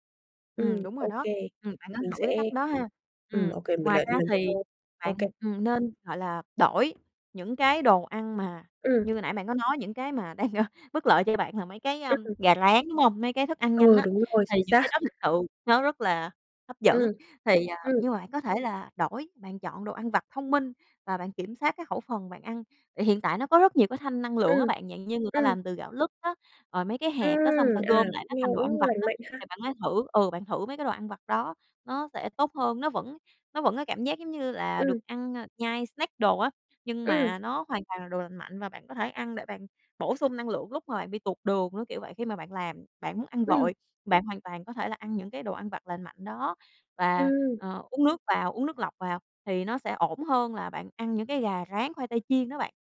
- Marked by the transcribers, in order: tapping; other background noise; laughing while speaking: "đang, ơ"
- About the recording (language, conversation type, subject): Vietnamese, advice, Bạn bận rộn nên thường ăn vội, vậy làm thế nào để ăn uống lành mạnh hơn?